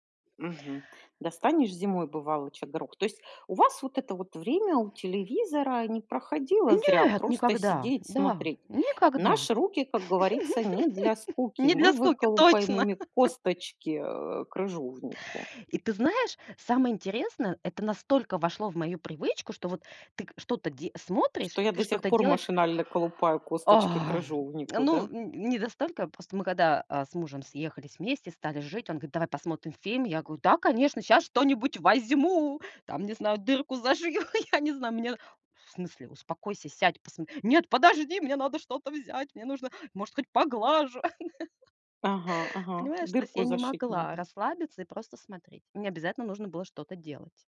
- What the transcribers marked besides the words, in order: laugh; laughing while speaking: "Не для скуки точно"; chuckle; tapping; lip smack; laughing while speaking: "зашью"; put-on voice: "Нет, подожди, мне надо что-то взять. Мне нужно, может хоть, поглажу"; laugh
- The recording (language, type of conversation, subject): Russian, podcast, Как тебе запомнились семейные вечера у телевизора?